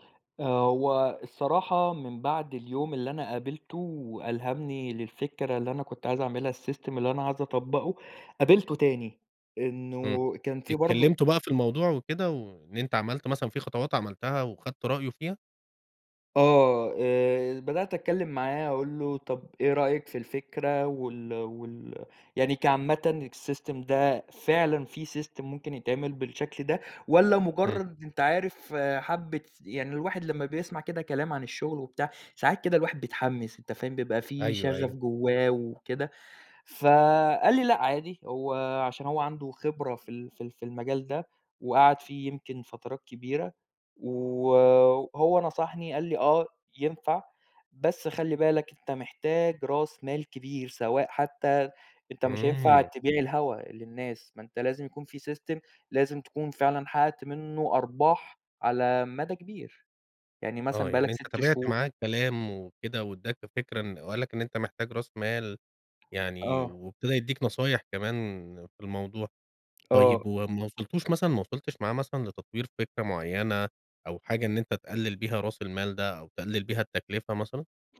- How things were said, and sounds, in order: in English: "السيستم"; in English: "الsystem"; in English: "system"; in English: "system"; tapping
- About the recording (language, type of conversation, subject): Arabic, podcast, احكيلي عن مرة قابلت فيها حد ألهمك؟